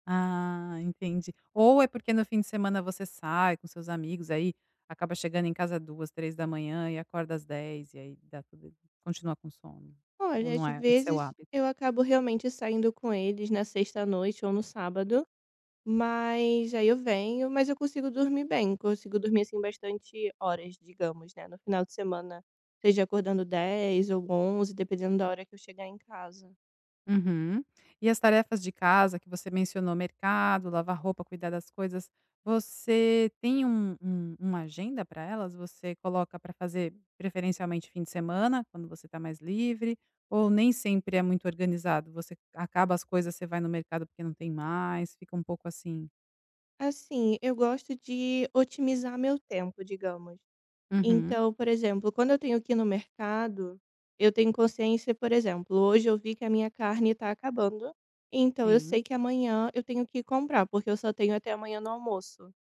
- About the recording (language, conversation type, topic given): Portuguese, advice, Como posso manter uma rotina diária de trabalho ou estudo, mesmo quando tenho dificuldade?
- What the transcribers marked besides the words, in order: tapping